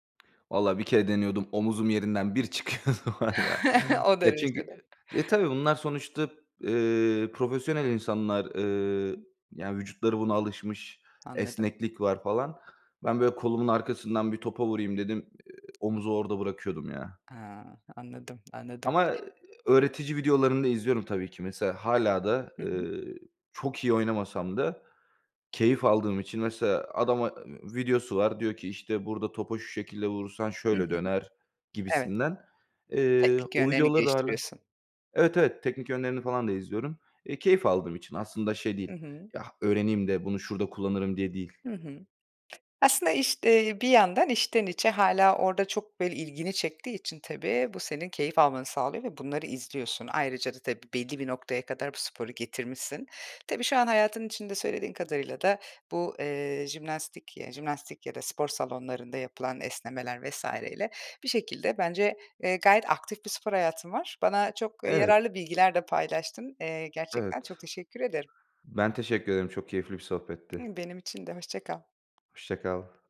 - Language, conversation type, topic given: Turkish, podcast, Sporu günlük rutinine nasıl dahil ediyorsun?
- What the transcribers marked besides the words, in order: other background noise; laughing while speaking: "çıkıyordu var ya"; chuckle; tapping